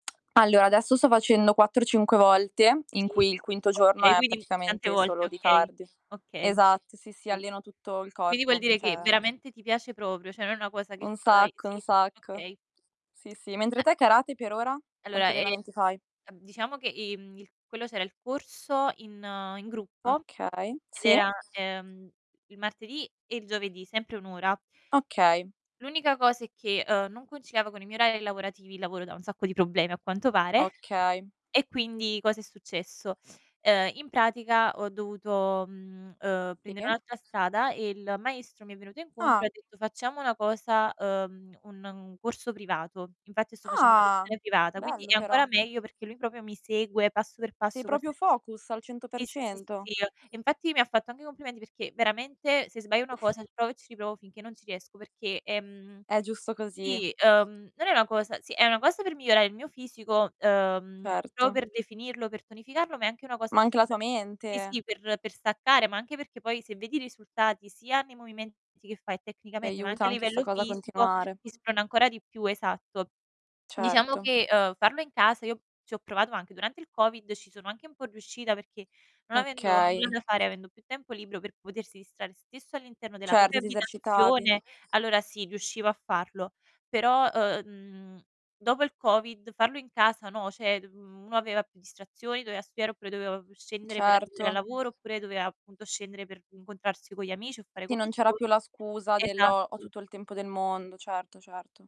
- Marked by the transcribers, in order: "Allora" said as "alloa"; distorted speech; tapping; "quindi" said as "quidi"; background speech; mechanical hum; "cioè" said as "ceh"; "proprio" said as "propio"; "cioè" said as "ceh"; other background noise; "Allora" said as "alloa"; "strada" said as "stada"; surprised: "Ah"; "proprio" said as "propio"; "proprio" said as "propio"; "sì" said as "ì"; in English: "focus"; "sbaglio" said as "sbaio"; "Okay" said as "nokay"; "propria" said as "propia"; "cioè" said as "ceh"
- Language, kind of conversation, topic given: Italian, unstructured, Come ti motivi a fare esercizio fisico ogni giorno?